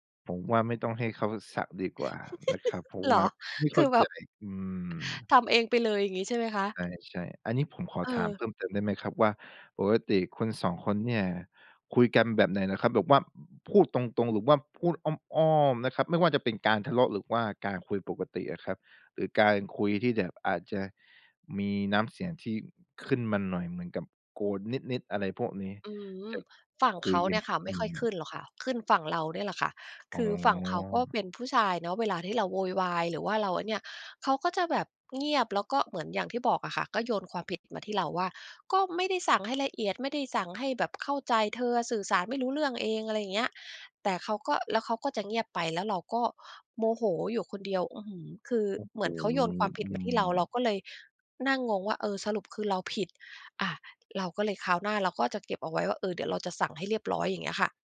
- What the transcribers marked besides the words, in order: giggle; tapping
- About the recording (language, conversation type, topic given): Thai, advice, คุณกับคนรักทะเลาะกันเพราะสื่อสารกันไม่เข้าใจบ่อยแค่ไหน และเกิดขึ้นในสถานการณ์แบบไหน?